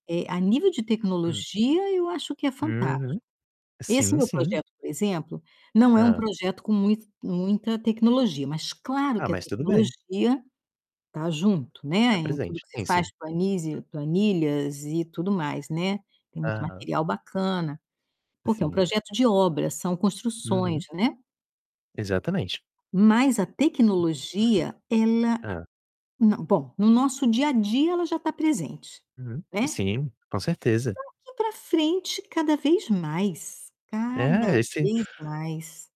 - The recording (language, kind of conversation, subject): Portuguese, unstructured, O que mais te anima em relação ao futuro?
- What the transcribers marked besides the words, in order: distorted speech; tapping; stressed: "cada vez mais"